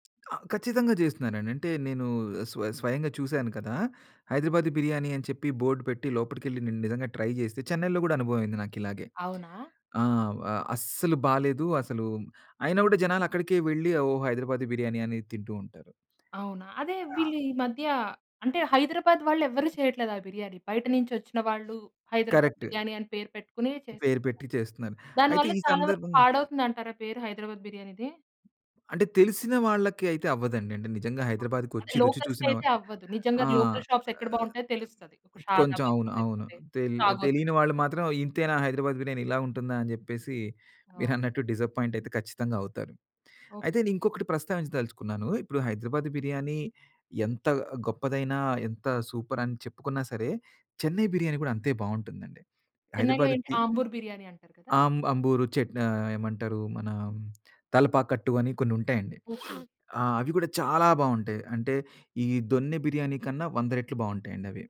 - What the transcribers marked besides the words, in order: tapping; in English: "బోర్డ్"; lip smack; other noise; other background noise; in English: "లోకల్ షాప్స్"; sniff
- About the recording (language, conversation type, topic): Telugu, podcast, మీరు ప్రయత్నించిన స్థానిక వంటకాలలో మరిచిపోలేని అనుభవం ఏది?